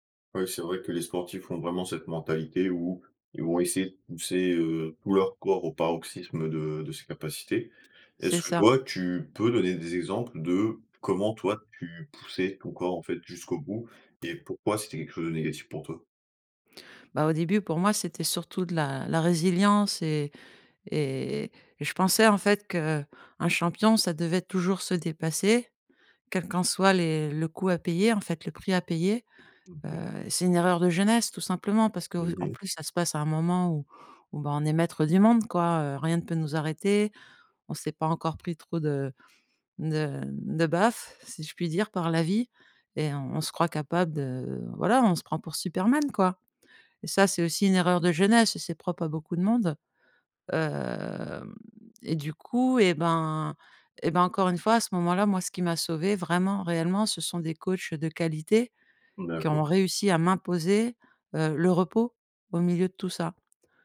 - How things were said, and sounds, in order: tapping; drawn out: "hem"
- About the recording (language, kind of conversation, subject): French, podcast, Comment poses-tu des limites pour éviter l’épuisement ?